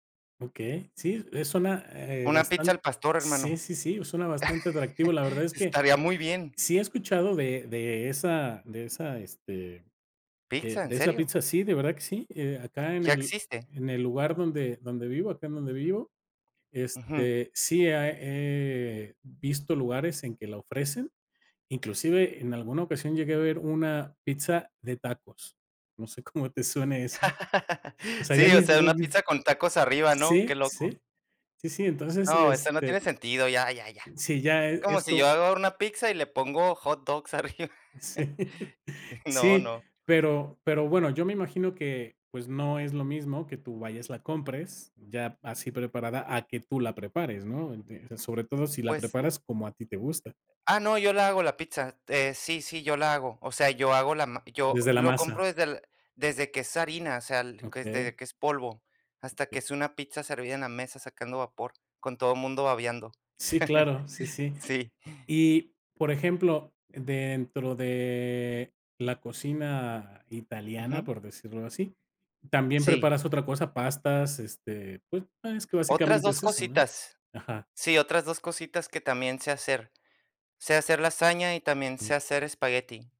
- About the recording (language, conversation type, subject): Spanish, podcast, ¿Qué tradiciones culinarias te gusta compartir con otras personas?
- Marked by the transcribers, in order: laugh; other background noise; tapping; laugh; laughing while speaking: "cómo"; laughing while speaking: "Sí"; laughing while speaking: "arriba"; chuckle; chuckle